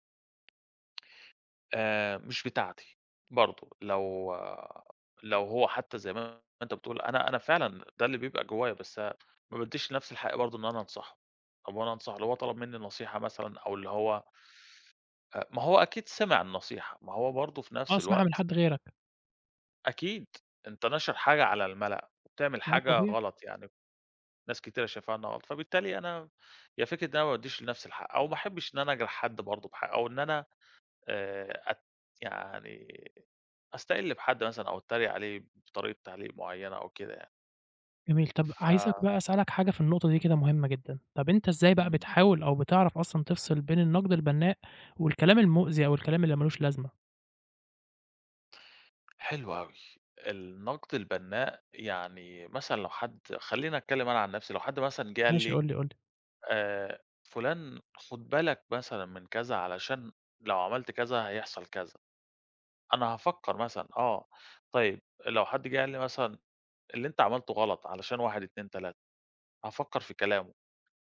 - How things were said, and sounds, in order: tapping
- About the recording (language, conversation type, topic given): Arabic, podcast, إزاي بتتعامل مع التعليقات السلبية على الإنترنت؟